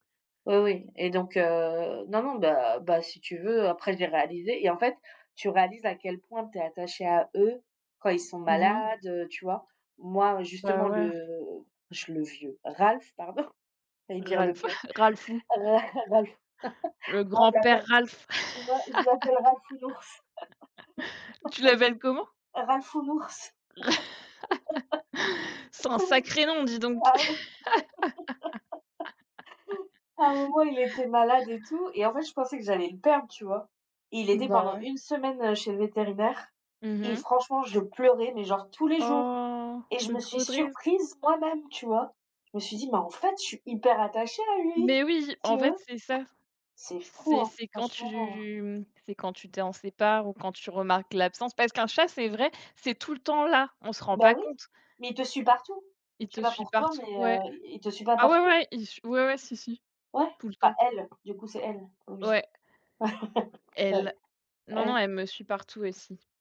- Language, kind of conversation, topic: French, unstructured, Préférez-vous les chats ou les chiens comme animaux de compagnie ?
- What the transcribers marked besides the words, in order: stressed: "eux"; chuckle; laughing while speaking: "pardon"; laughing while speaking: "Ra Ralph"; laugh; laugh; laughing while speaking: "Ah ouais"; laugh; laugh; background speech; drawn out: "Oh"; drawn out: "tu"; tapping; stressed: "Elle"; laugh; other background noise